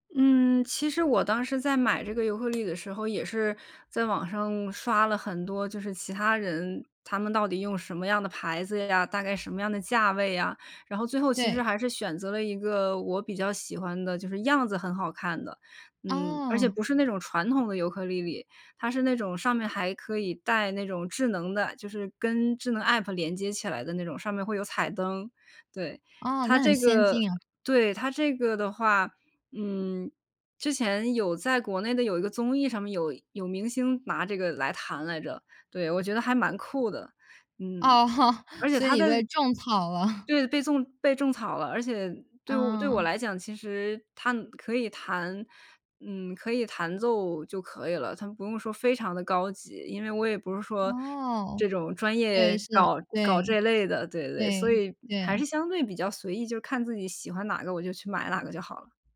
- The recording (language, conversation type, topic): Chinese, podcast, 你是如何把兴趣坚持成长期习惯的？
- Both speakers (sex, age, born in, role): female, 20-24, China, host; female, 30-34, China, guest
- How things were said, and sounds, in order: other background noise; laughing while speaking: "哦豁"; chuckle